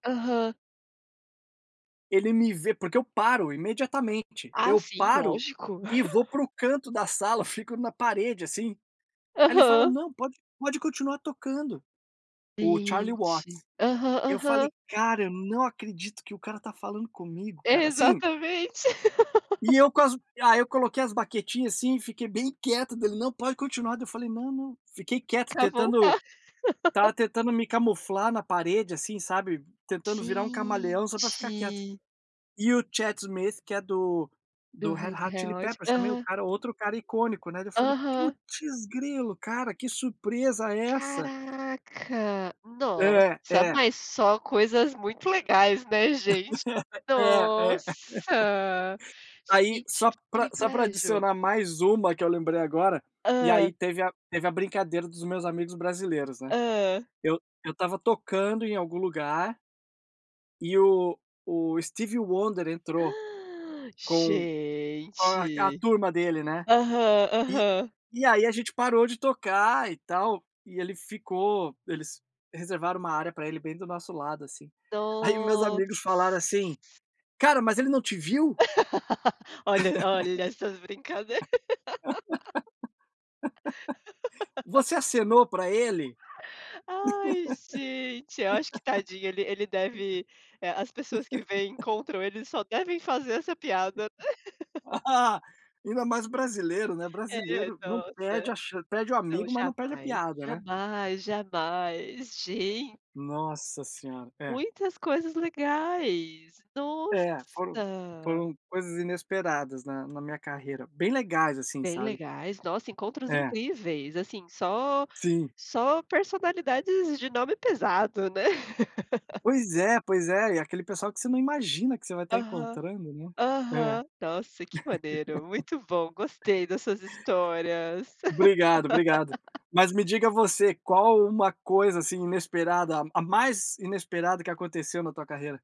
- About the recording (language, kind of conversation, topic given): Portuguese, unstructured, Qual foi a coisa mais inesperada que aconteceu na sua carreira?
- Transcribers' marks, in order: other background noise; laugh; laugh; drawn out: "Gente"; laugh; drawn out: "Nossa"; gasp; drawn out: "Gente"; drawn out: "Noss"; laugh; laugh; laugh; laugh; drawn out: "nossa"; laugh; laugh; laugh